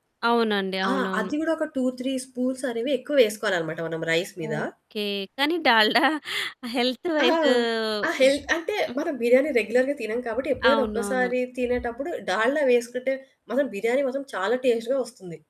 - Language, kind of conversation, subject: Telugu, podcast, వంటలో ఏదైనా తప్పు జరిగితే దాన్ని మీరు ఎలా సరిచేసుకుంటారు?
- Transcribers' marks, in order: in English: "టూ త్రీ స్పూన్స్"; in English: "రైస్"; laughing while speaking: "డాల్డా హెల్త్ వైజు"; background speech; static; in English: "హెల్త్"; in English: "హెల్త్"; in English: "రెగ్యులర్‌గా"; in English: "టేస్ట్‌గా"